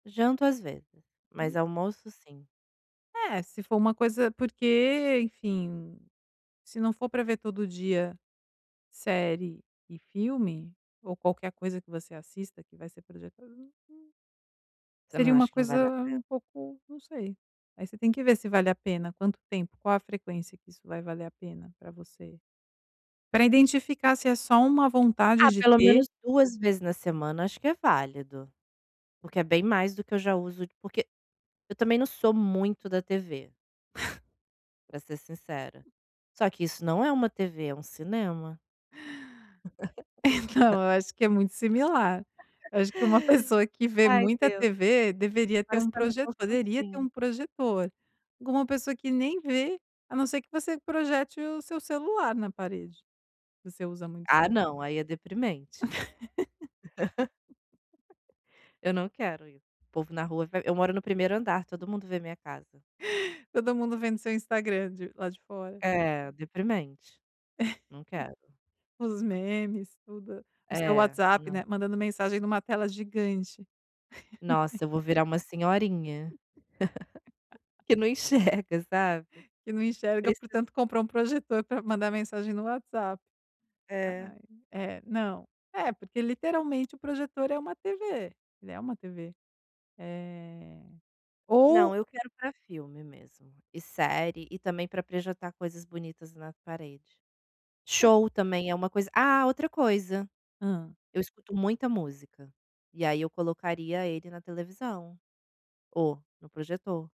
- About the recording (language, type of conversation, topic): Portuguese, advice, Como posso controlar as compras por impulso sem me sentir privado?
- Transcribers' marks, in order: tapping; laugh; laughing while speaking: "Então"; chuckle; laugh; chuckle; laugh; laugh; laughing while speaking: "enxerga"; drawn out: "Eh"